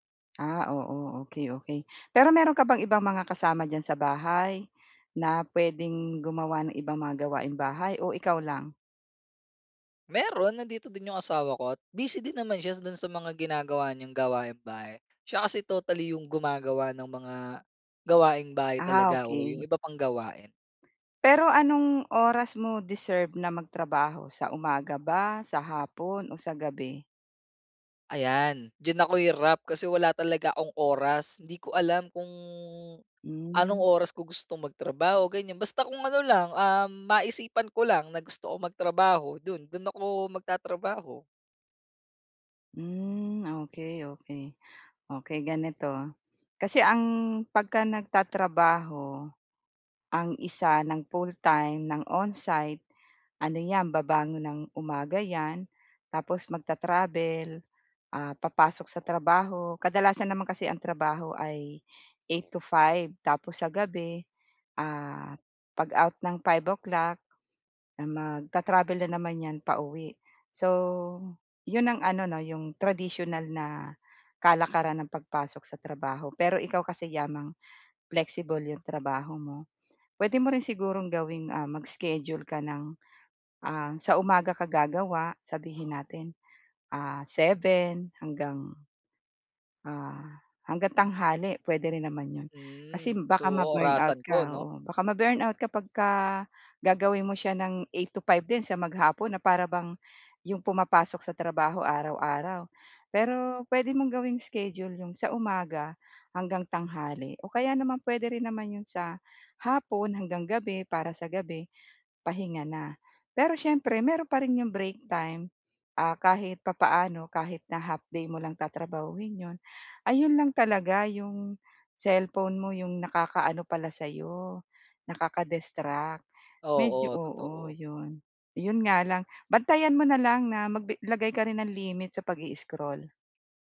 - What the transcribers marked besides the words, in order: other background noise; in English: "deserve"; in English: "flexible"; in English: "ma-burnout"; in English: "ma-burnout"; in English: "nakaka-distract"
- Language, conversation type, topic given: Filipino, advice, Paano ako makakagawa ng pinakamaliit na susunod na hakbang patungo sa layunin ko?